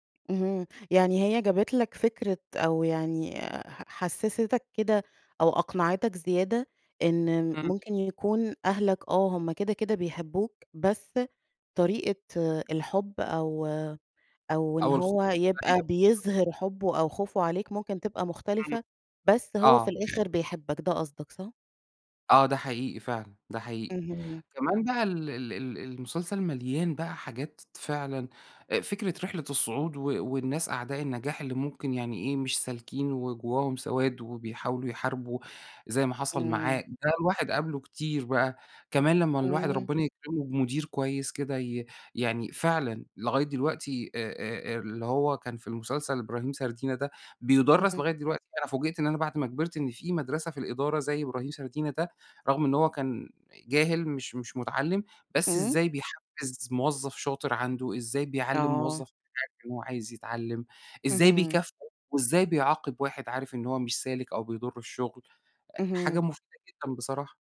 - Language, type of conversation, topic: Arabic, podcast, احكيلي عن مسلسل أثر فيك؟
- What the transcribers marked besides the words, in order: unintelligible speech; unintelligible speech